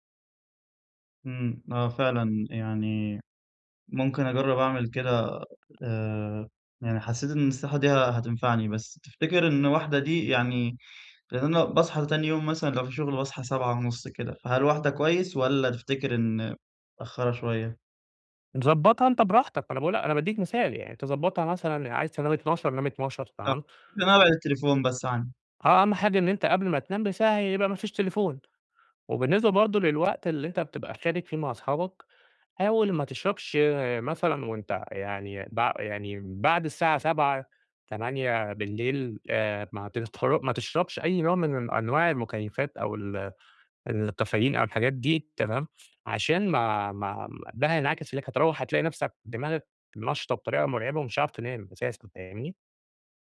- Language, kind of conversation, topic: Arabic, advice, صعوبة الالتزام بوقت نوم ثابت
- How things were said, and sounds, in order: tapping